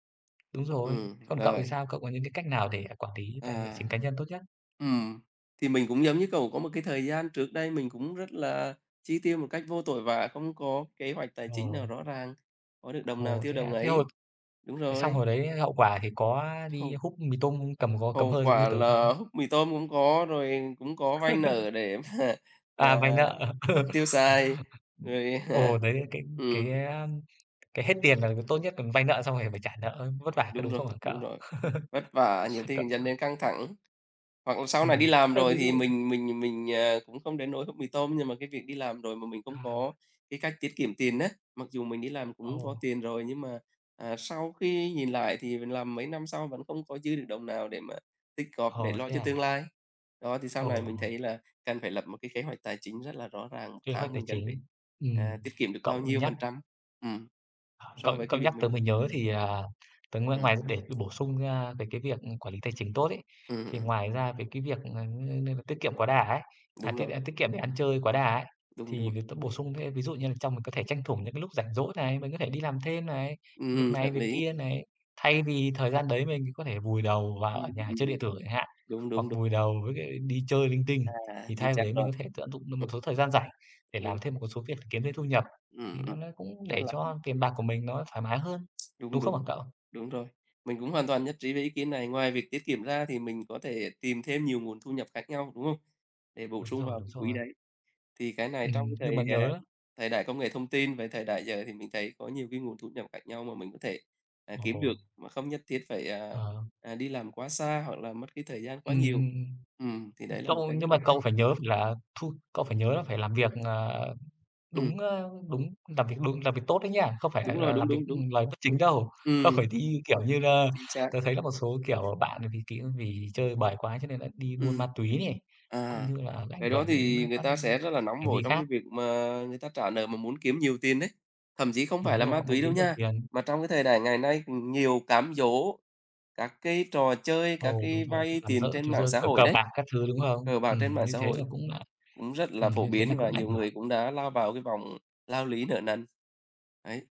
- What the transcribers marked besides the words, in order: tapping; laugh; laugh; laughing while speaking: "mà"; laugh; other background noise; laugh; unintelligible speech
- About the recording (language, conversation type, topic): Vietnamese, unstructured, Tiền bạc có phải là nguyên nhân chính gây căng thẳng trong cuộc sống không?